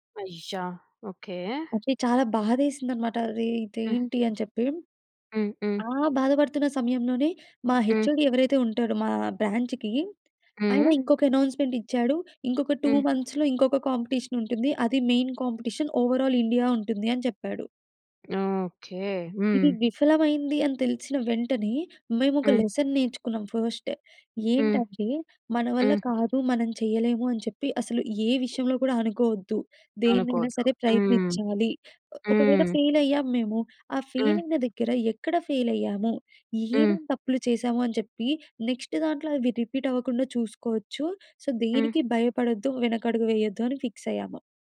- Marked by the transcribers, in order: in English: "హెచ్ఓడి"; in English: "బ్రాంచ్‌కి"; in English: "అనౌన్స్మెంట్"; in English: "టూ మంత్స్‌లో"; in English: "కాంపిటీషన్"; in English: "మెయిన్ కాంపిటీషన్. ఓవరాల్"; in English: "లెసన్"; in English: "ఫస్ట్"; in English: "నెక్స్ట్"; in English: "రిపీట్"; in English: "సో"; in English: "ఫిక్స్"
- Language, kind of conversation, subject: Telugu, podcast, ఒక ప్రాజెక్టు విఫలమైన తర్వాత పాఠాలు తెలుసుకోడానికి మొదట మీరు ఏం చేస్తారు?